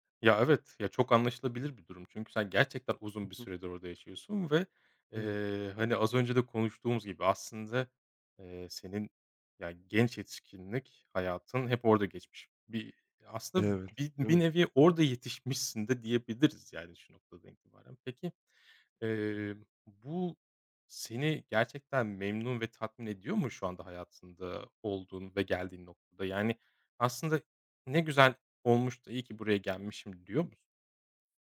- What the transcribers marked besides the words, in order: other background noise; unintelligible speech
- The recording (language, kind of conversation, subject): Turkish, podcast, Hayatında seni en çok değiştiren deneyim neydi?